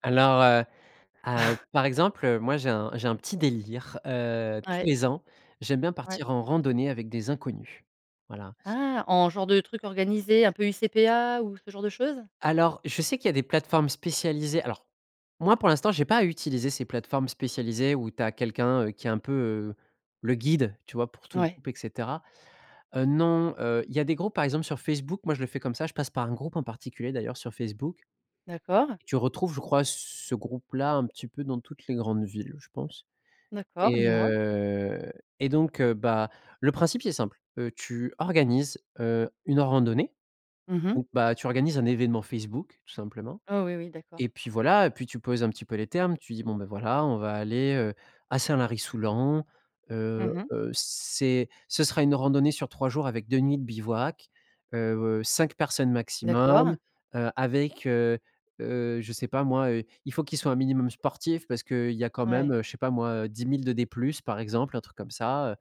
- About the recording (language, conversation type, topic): French, podcast, Comment fais-tu pour briser l’isolement quand tu te sens seul·e ?
- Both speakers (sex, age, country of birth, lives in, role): female, 40-44, France, Netherlands, host; male, 30-34, France, France, guest
- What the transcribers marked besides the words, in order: chuckle; stressed: "guide"